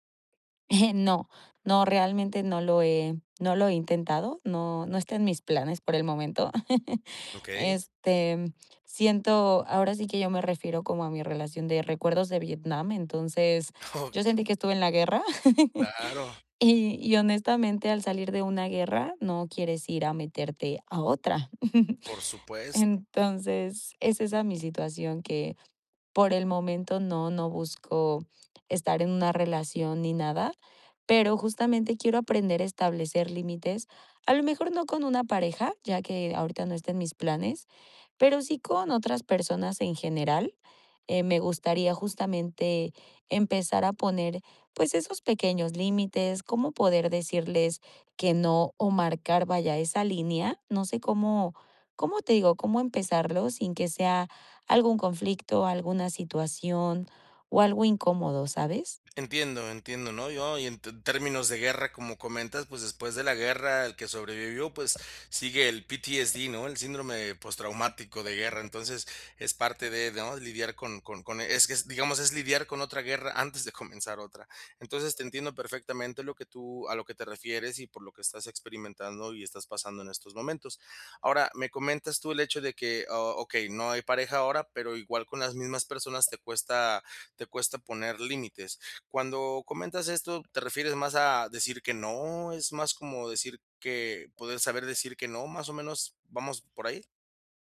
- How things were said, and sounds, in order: chuckle; chuckle; chuckle; chuckle; chuckle; in English: "PTSD"
- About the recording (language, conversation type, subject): Spanish, advice, ¿Cómo puedo establecer límites y prioridades después de una ruptura?